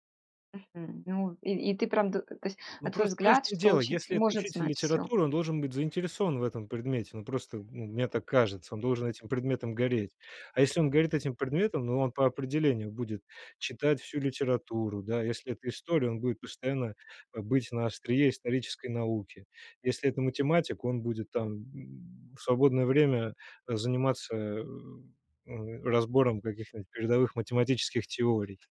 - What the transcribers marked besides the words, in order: tapping
- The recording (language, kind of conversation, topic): Russian, podcast, Как учителя могут мотивировать учеников без крика и наказаний?